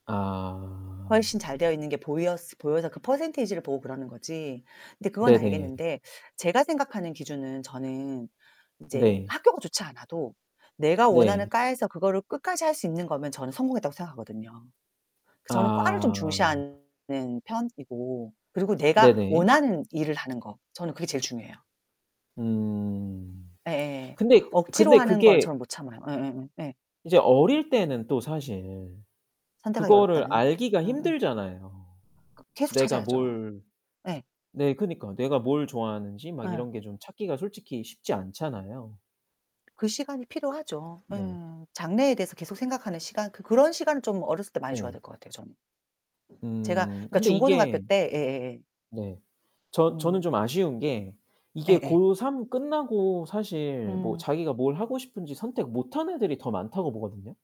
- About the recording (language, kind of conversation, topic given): Korean, unstructured, 좋은 대학에 가지 못하면 인생이 망할까요?
- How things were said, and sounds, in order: static; other background noise; distorted speech; tapping